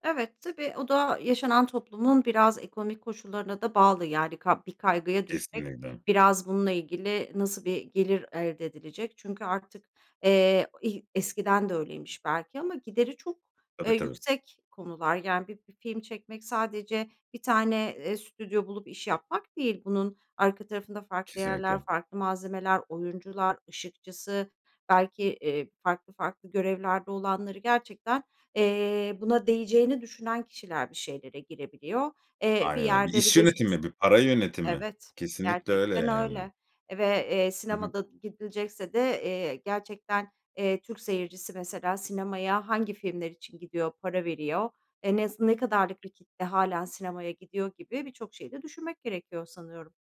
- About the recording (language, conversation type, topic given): Turkish, podcast, Bir filmin bir şarkıyla özdeşleştiği bir an yaşadın mı?
- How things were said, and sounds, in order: tapping